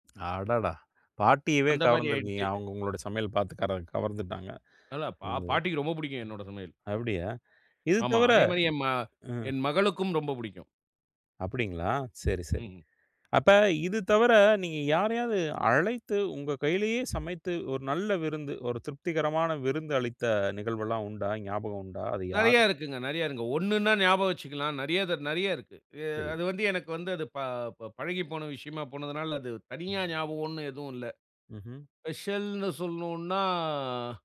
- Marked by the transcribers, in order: other background noise; chuckle
- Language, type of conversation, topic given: Tamil, podcast, உங்களுக்குப் பிடித்த ஒரு பொழுதுபோக்கைப் பற்றி சொல்ல முடியுமா?